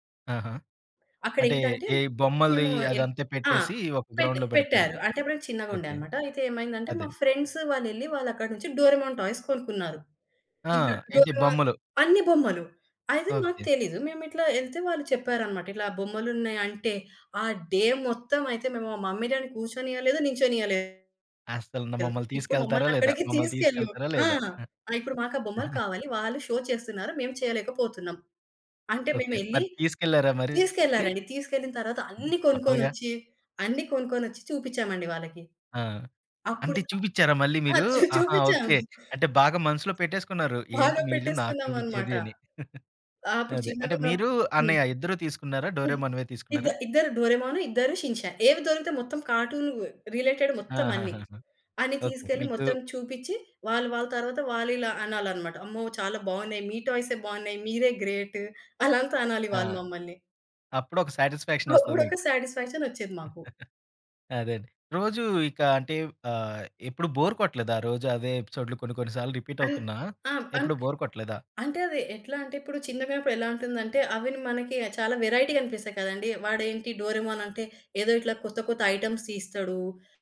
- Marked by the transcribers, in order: in English: "గ్రౌండ్‌లో"; in English: "ఫ్రెండ్స్"; in English: "డోరేమోన్ టాయ్స్"; tapping; in English: "డే"; in English: "మమ్మీ డ్యాడీ"; giggle; in English: "షో"; other background noise; laughing while speaking: "చూ చూపించాం"; chuckle; in English: "కార్టూన్ రిలేటెడ్"; in English: "గ్రేట్"; chuckle; in English: "సాటిస్ఫాక్షన్"; giggle; in English: "సాటిస్ఫాక్షన్"; chuckle; in English: "బోర్"; in English: "రిపీట్"; in English: "బోర్"; in English: "వేరైటీ"; in English: "ఐటెమ్స్"
- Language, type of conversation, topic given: Telugu, podcast, చిన్నప్పుడు పాత కార్టూన్లు చూడటం మీకు ఎలాంటి జ్ఞాపకాలను గుర్తు చేస్తుంది?